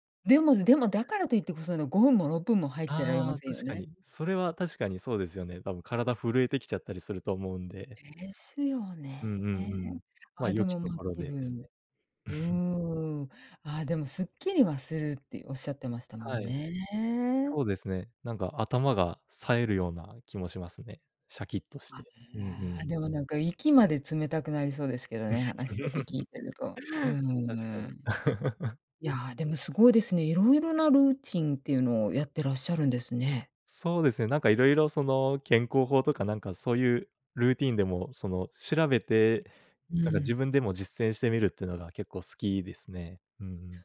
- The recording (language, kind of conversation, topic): Japanese, podcast, 普段の朝のルーティンはどんな感じですか？
- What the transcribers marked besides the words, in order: giggle; other background noise; drawn out: "おっしゃってましたもんね"; tapping; giggle; laugh